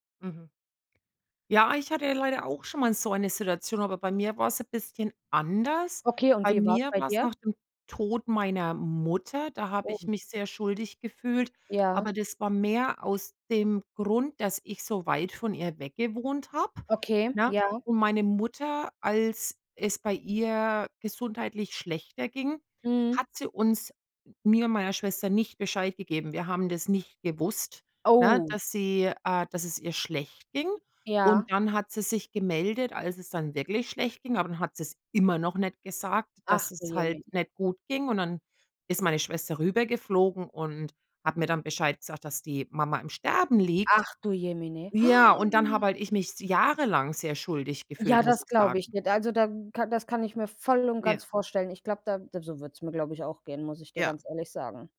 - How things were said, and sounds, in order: gasp
- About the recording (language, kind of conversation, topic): German, unstructured, Wie kann man mit Schuldgefühlen nach einem Todesfall umgehen?